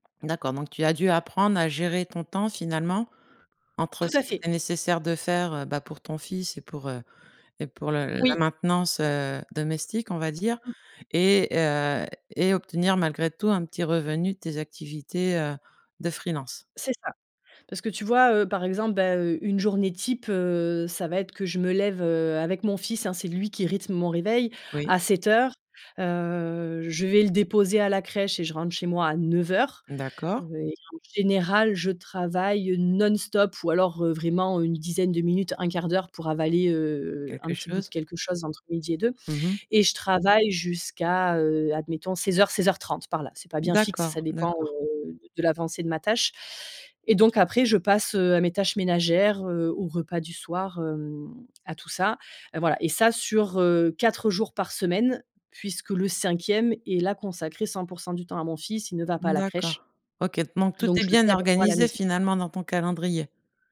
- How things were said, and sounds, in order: none
- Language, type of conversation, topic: French, podcast, Comment trouves-tu l’équilibre entre ta vie professionnelle et ta vie personnelle ?